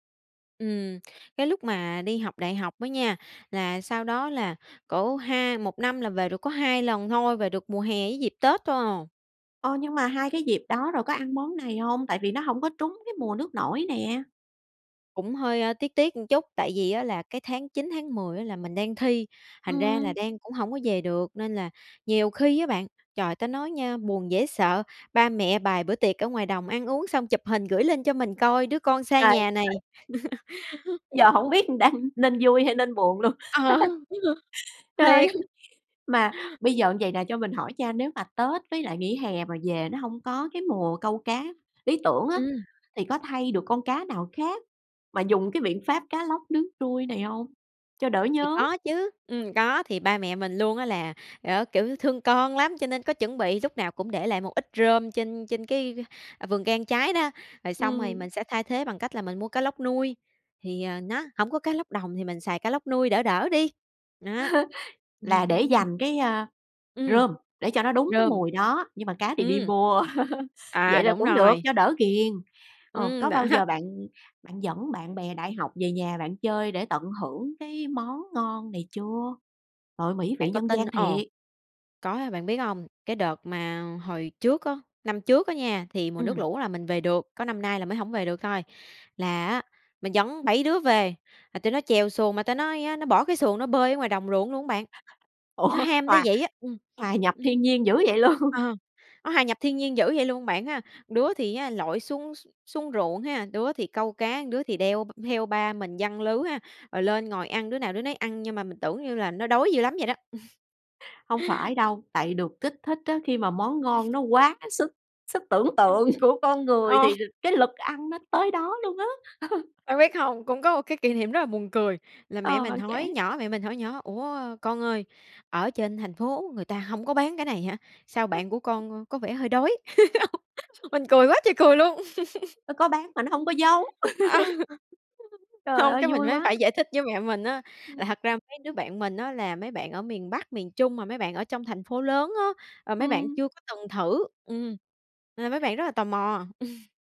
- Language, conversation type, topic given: Vietnamese, podcast, Có món ăn nào khiến bạn nhớ về nhà không?
- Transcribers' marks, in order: unintelligible speech; tapping; laugh; laughing while speaking: "Giờ hổng biết đang"; laughing while speaking: "Ờ"; laughing while speaking: "luôn. Trời ơi!"; laugh; laugh; laugh; laughing while speaking: "đó"; other background noise; laughing while speaking: "Ủa"; laughing while speaking: "luôn?"; laugh; laugh; laughing while speaking: "của"; laugh; laughing while speaking: "kỷ niệm"; unintelligible speech; giggle; unintelligible speech; laugh